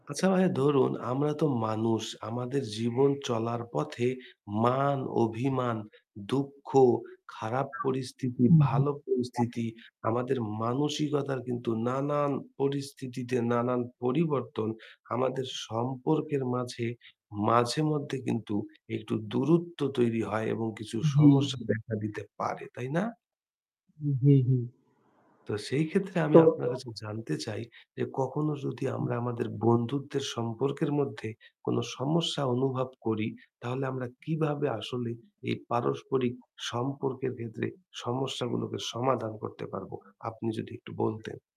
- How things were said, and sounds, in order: static; other background noise; other noise; tapping
- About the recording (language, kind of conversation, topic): Bengali, unstructured, আপনি কীভাবে ভালো বন্ধুত্ব গড়ে তোলেন?